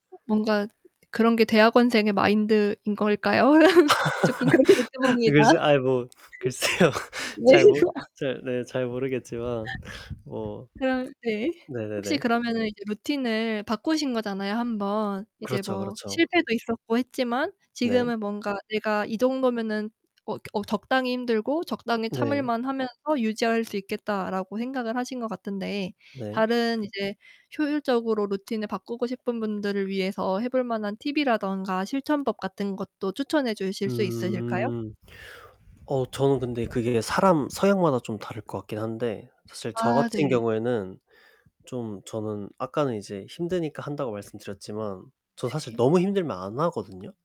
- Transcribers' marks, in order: static; background speech; laugh; laughing while speaking: "글쎄 아이 뭐 글쎄요. 잘 모 잘 네 잘 모르겠지만"; laugh; laughing while speaking: "조끔 그렇게 느껴봅니다. 네"; distorted speech; laugh; tapping; laughing while speaking: "네"; tsk; other background noise
- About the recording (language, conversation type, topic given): Korean, podcast, 요즘 아침에는 어떤 루틴으로 하루를 시작하시나요?